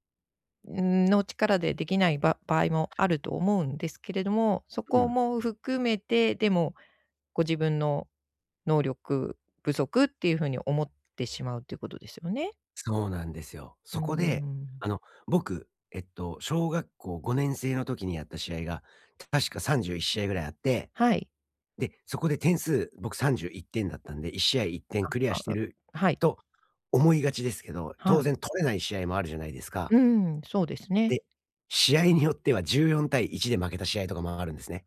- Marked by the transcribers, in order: other background noise
- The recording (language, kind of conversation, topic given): Japanese, advice, 自分の能力に自信が持てない